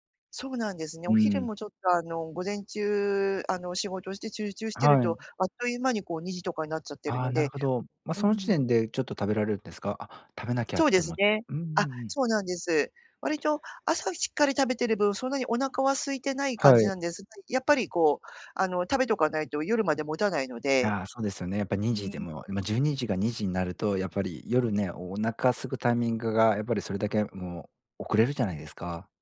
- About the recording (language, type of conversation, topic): Japanese, advice, 食事の時間が不規則で体調を崩している
- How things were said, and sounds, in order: tapping